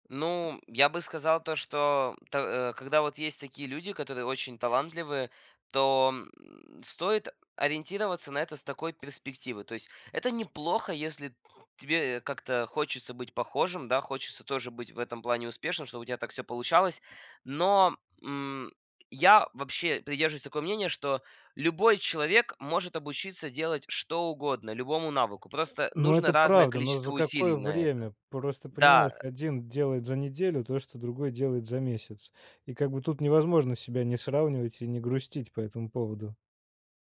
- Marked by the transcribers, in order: other background noise
- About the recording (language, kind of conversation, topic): Russian, podcast, Как перестать измерять свой успех чужими стандартами?